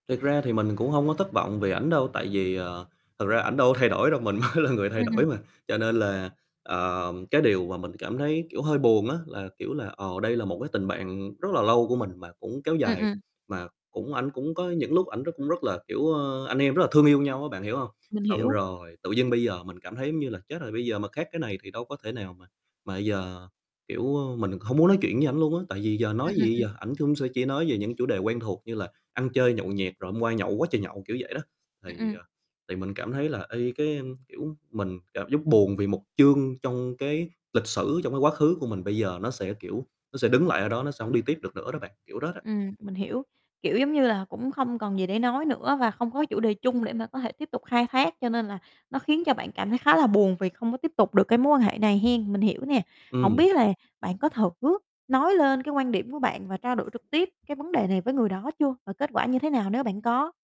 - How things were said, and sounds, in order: laughing while speaking: "mới"; tapping; other background noise
- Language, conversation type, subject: Vietnamese, advice, Bạn của bạn đã thay đổi như thế nào, và vì sao bạn khó chấp nhận những thay đổi đó?